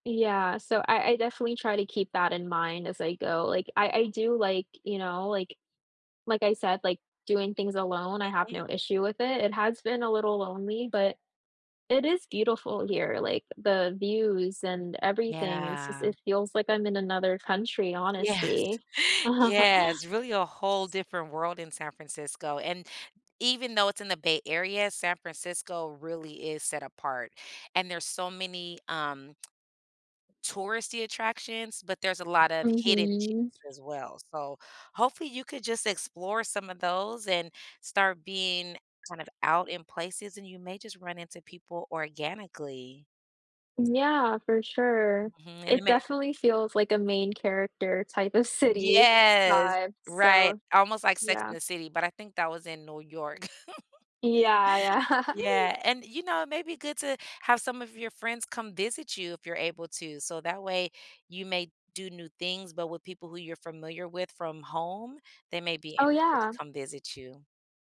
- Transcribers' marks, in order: tapping; drawn out: "Yeah"; chuckle; other background noise; laugh
- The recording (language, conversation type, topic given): English, advice, How can I stop feeling lonely and make friends after moving to a new city?